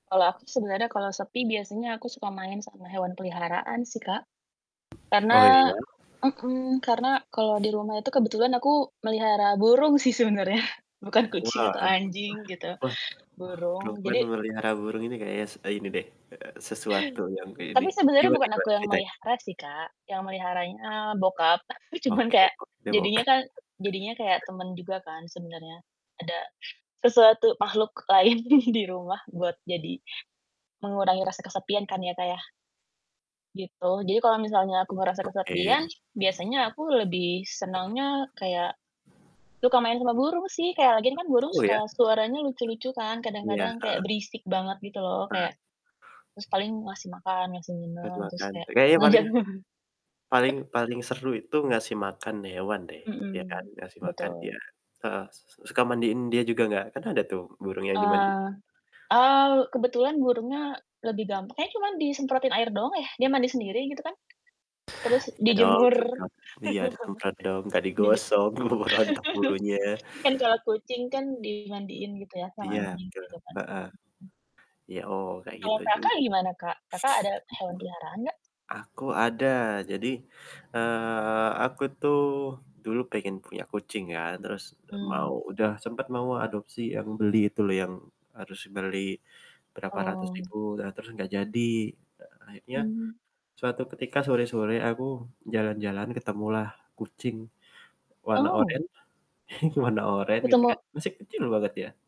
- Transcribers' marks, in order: static; laughing while speaking: "sebenarnya bukan"; distorted speech; chuckle; laughing while speaking: "lain di"; other background noise; tapping; laughing while speaking: "ngajak burung"; laugh; laughing while speaking: "keburu"; sniff; chuckle
- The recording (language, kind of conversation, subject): Indonesian, unstructured, Bagaimana hewan peliharaan dapat membantu mengurangi rasa kesepian?